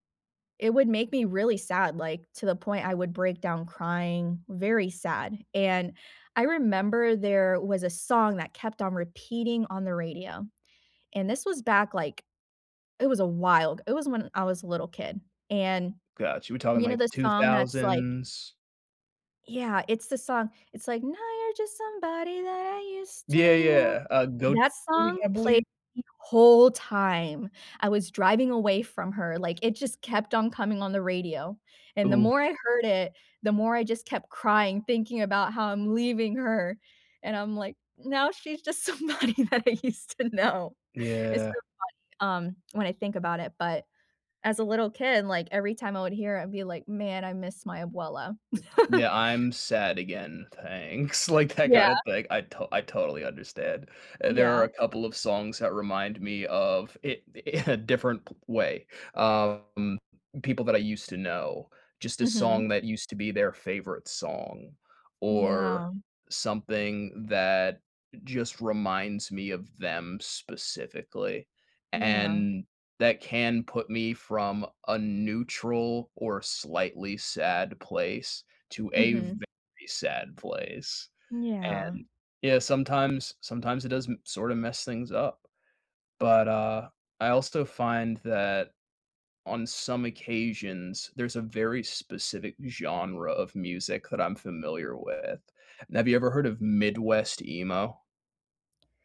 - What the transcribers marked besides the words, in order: singing: "Now you're just somebody that I used to know"; other background noise; tapping; laughing while speaking: "just somebody that I used to know"; laugh; laughing while speaking: "like, I got it"; laughing while speaking: "in a different"
- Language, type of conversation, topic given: English, unstructured, Should I share my sad story in media to feel less alone?
- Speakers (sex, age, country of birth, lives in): female, 20-24, United States, United States; male, 30-34, United States, United States